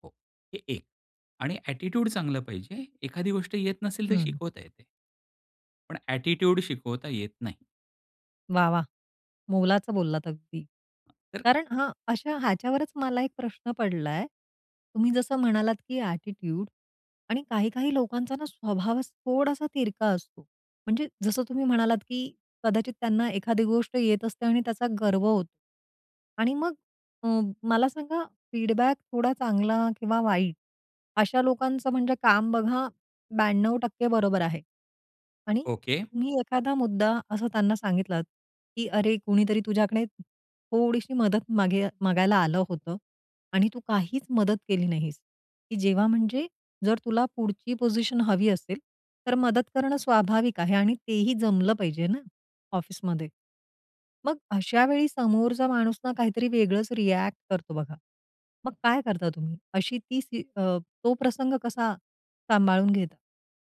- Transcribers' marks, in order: tapping; in English: "ॲटिट्यूड"; in English: "ॲटिट्यूड"; other noise; in English: "ॲटिट्यूड"; in English: "फीडबॅक"
- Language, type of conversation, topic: Marathi, podcast, फीडबॅक देताना तुमची मांडणी कशी असते?